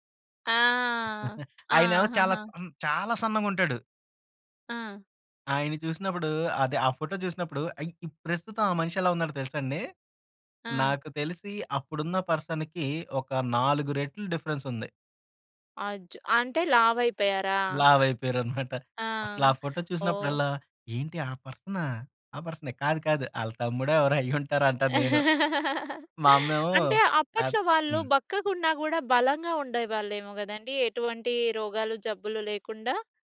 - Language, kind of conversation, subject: Telugu, podcast, మీ కుటుంబపు పాత ఫోటోలు మీకు ఏ భావాలు తెస్తాయి?
- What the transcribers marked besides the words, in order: giggle; other background noise; in English: "పర్సన్‌కి"; chuckle; chuckle